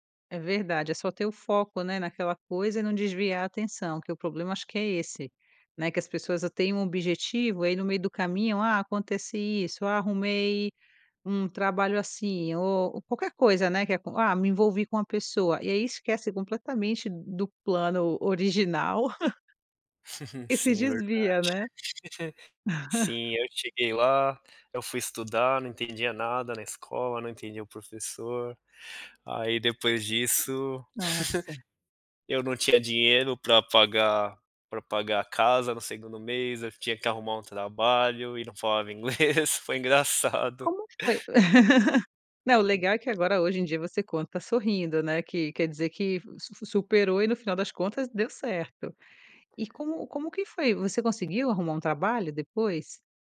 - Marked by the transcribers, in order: chuckle; chuckle; chuckle; chuckle; other background noise
- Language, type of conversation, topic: Portuguese, podcast, Como foi o momento em que você se orgulhou da sua trajetória?